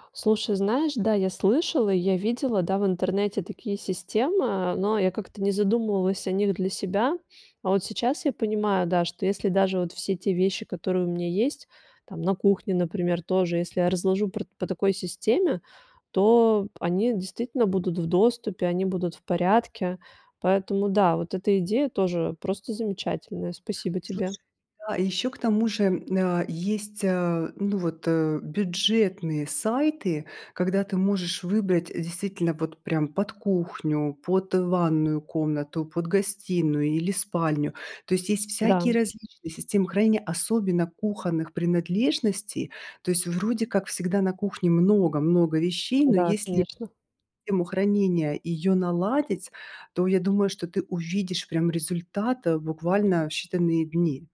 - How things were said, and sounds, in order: other background noise
- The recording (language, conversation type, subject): Russian, advice, Как справиться с накоплением вещей в маленькой квартире?